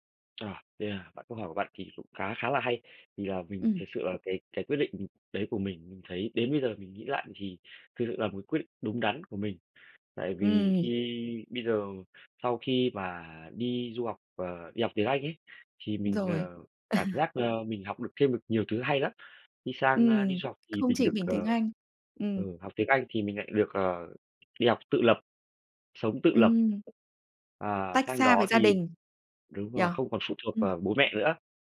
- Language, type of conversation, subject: Vietnamese, podcast, Bạn có thể kể về một lần bạn đã thay đổi lớn trong cuộc đời mình không?
- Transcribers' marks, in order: unintelligible speech; other background noise; tapping; chuckle